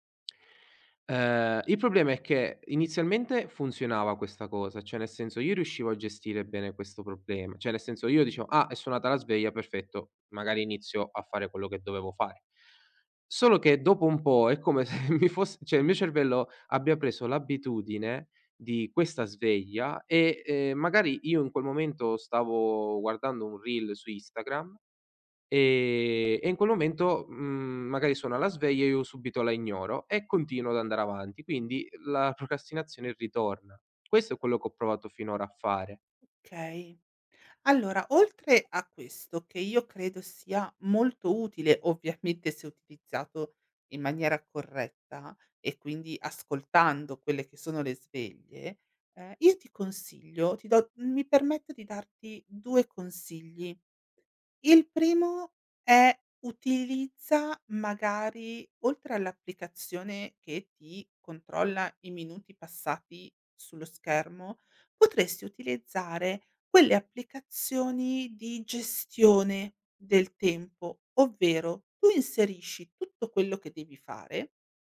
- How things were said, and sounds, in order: "cioè" said as "ceh"; "cioè" said as "ceh"; laughing while speaking: "se mi fosse"; "cioè" said as "ceh"; "Instagram" said as "Istagram"; tapping; "Okay" said as "kay"
- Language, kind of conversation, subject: Italian, advice, Perché continuo a procrastinare su compiti importanti anche quando ho tempo disponibile?